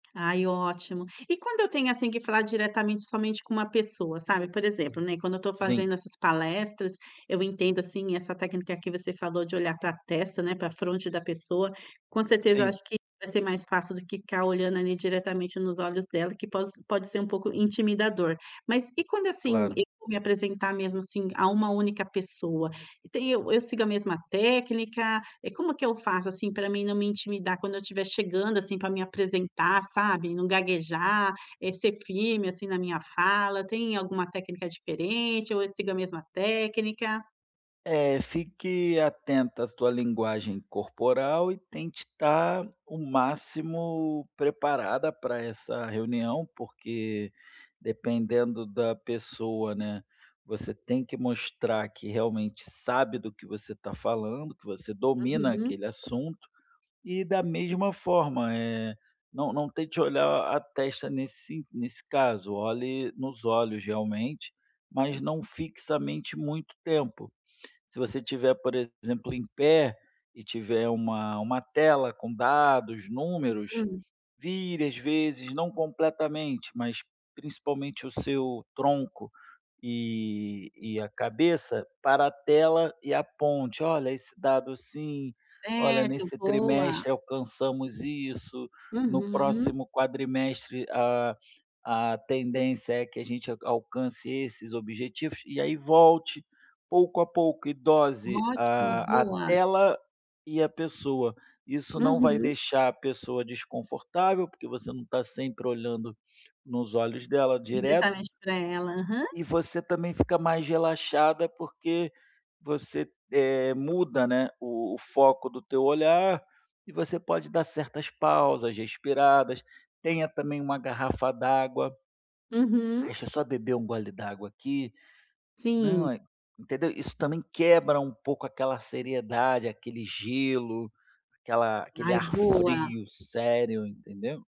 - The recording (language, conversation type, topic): Portuguese, advice, Como posso controlar o nervosismo antes de falar em público?
- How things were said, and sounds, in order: none